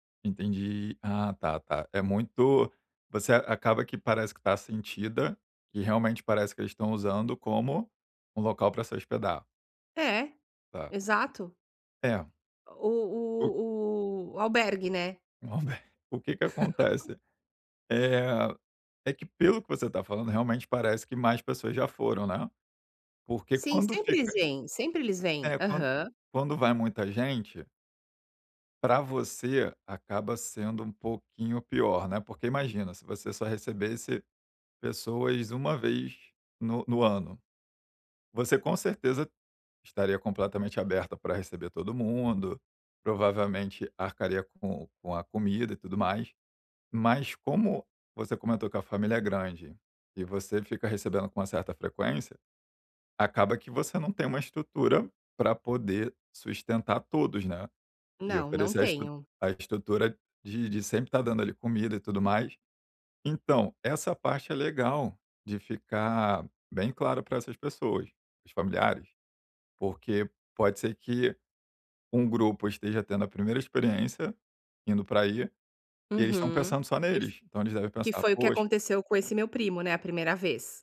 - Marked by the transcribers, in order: laugh
- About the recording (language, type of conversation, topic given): Portuguese, advice, Como posso estabelecer limites com familiares próximos sem magoá-los?